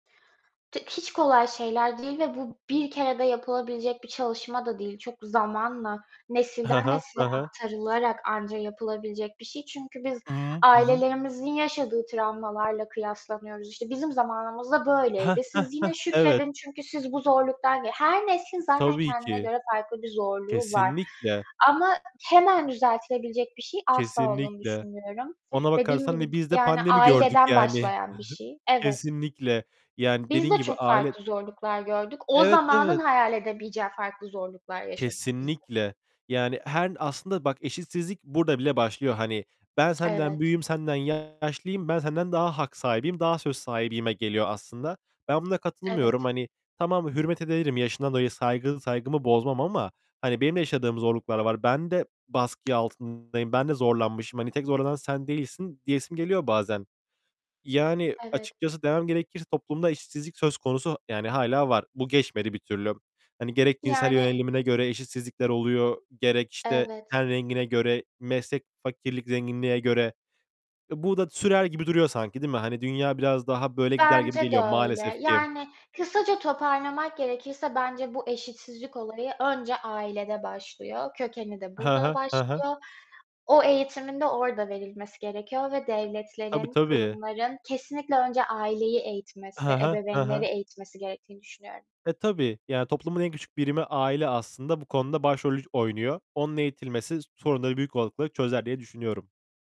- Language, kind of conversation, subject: Turkish, unstructured, Toplumdaki eşitsizlik neden hâlâ devam ediyor?
- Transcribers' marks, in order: distorted speech; other background noise; chuckle; tapping; "baskı" said as "baski"